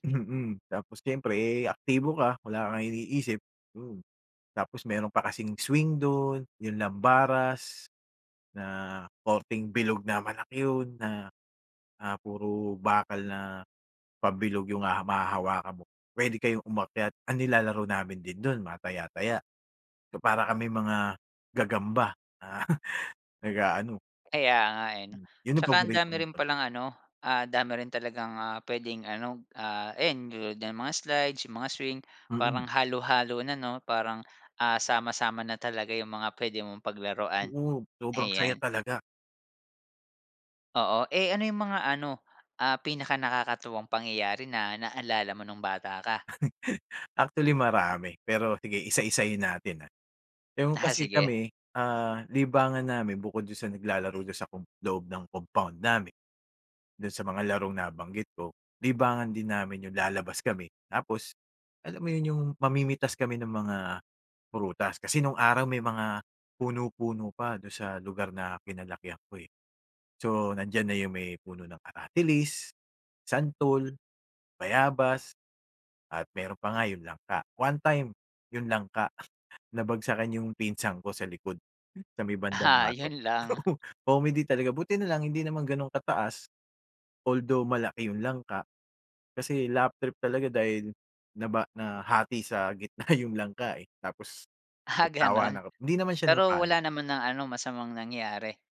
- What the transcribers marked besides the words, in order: chuckle; tapping; chuckle; chuckle
- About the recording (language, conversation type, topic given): Filipino, podcast, Ano ang paborito mong alaala noong bata ka pa?